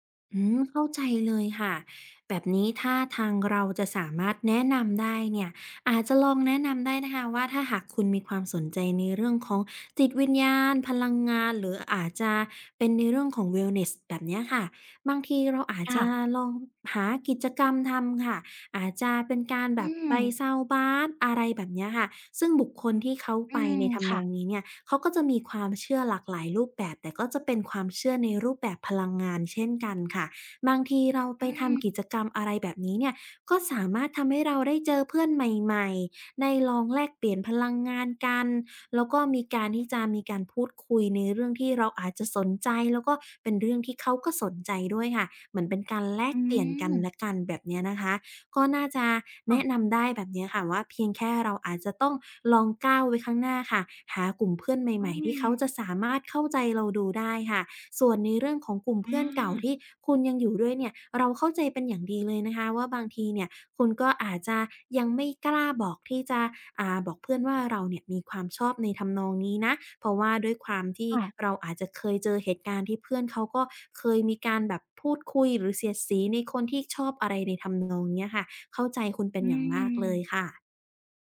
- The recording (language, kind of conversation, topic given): Thai, advice, คุณเคยต้องซ่อนความชอบหรือความเชื่อของตัวเองเพื่อให้เข้ากับกลุ่มไหม?
- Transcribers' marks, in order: in English: "wellness"; in English: "sound bath"